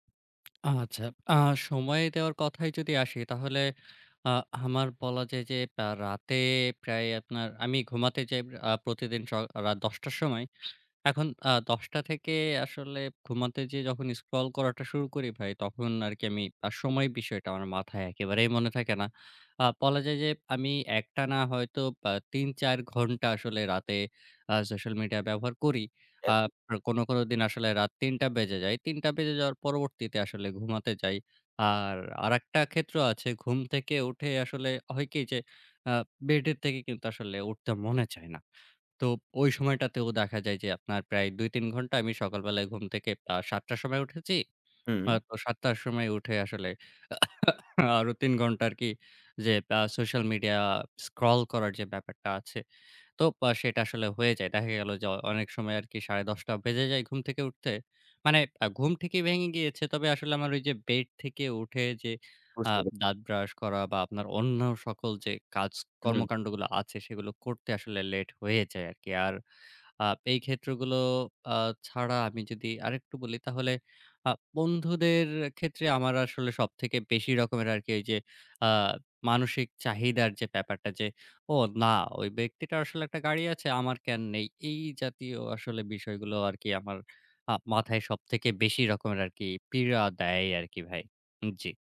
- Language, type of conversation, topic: Bengali, advice, সোশ্যাল মিডিয়ায় সফল দেখানোর চাপ আপনি কীভাবে অনুভব করেন?
- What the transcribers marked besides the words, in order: tsk; unintelligible speech; cough